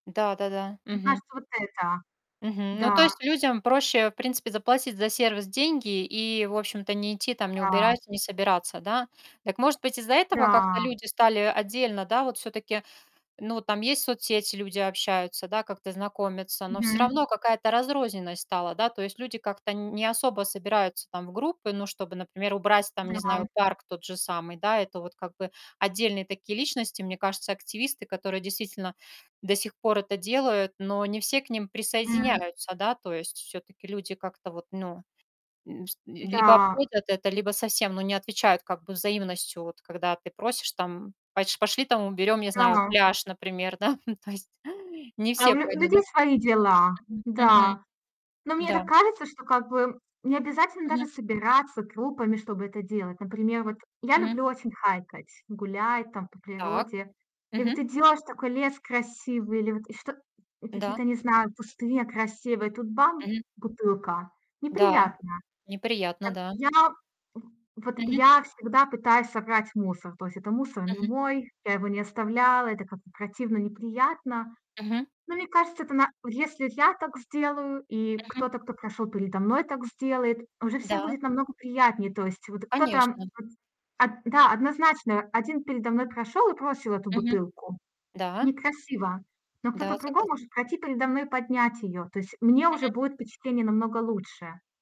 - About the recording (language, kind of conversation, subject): Russian, unstructured, Какой самый простой способ помочь природе в городе?
- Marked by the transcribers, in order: other background noise; static; distorted speech; chuckle